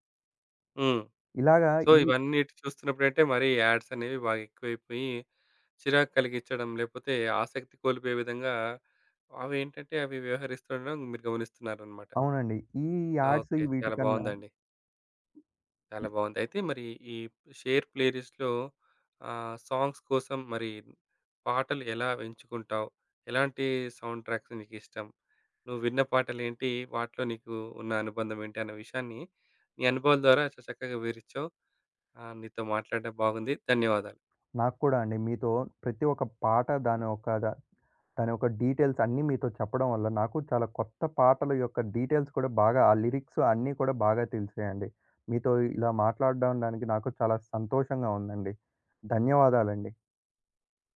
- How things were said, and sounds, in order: in English: "సో"; in English: "యాడ్స్"; other background noise; in English: "యాడ్స్"; in English: "షేర్"; in English: "సాంగ్స్"; in English: "సౌండ్ ట్రాక్స్ర్"; in English: "డీటెయిల్స్"; in English: "డీటెయిల్స్"
- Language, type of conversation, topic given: Telugu, podcast, షేర్ చేసుకునే పాటల జాబితాకు పాటలను ఎలా ఎంపిక చేస్తారు?